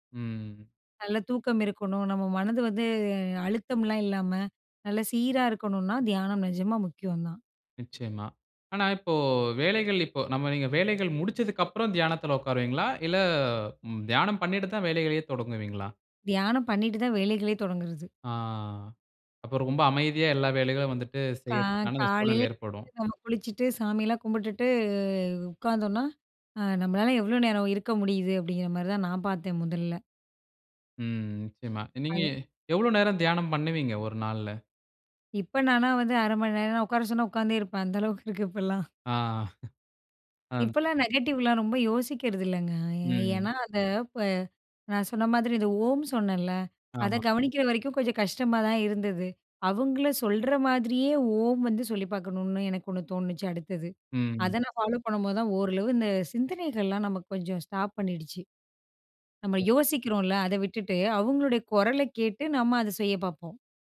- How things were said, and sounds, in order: drawn out: "ஆ"; drawn out: "கும்பிட்டுட்டு"; drawn out: "ம்"; laughing while speaking: "அந்த அளவுக்கு இருக்கு இப்பலாம்"; chuckle; in English: "நெகட்டிவ்லாம்"; other noise; in English: "ஃபாலோ"; in English: "ஸ்டாப்"
- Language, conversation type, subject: Tamil, podcast, தியானத்தின் போது வரும் எதிர்மறை எண்ணங்களை நீங்கள் எப்படிக் கையாள்கிறீர்கள்?